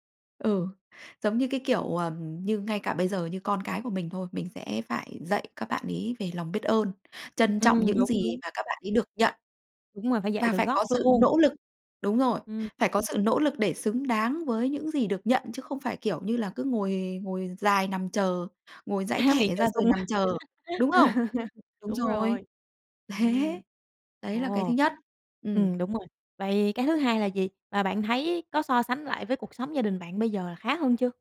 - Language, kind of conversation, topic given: Vietnamese, podcast, Làm sao để hỗ trợ ai đó mà không khiến họ trở nên phụ thuộc vào mình?
- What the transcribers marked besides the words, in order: tapping; other background noise; laugh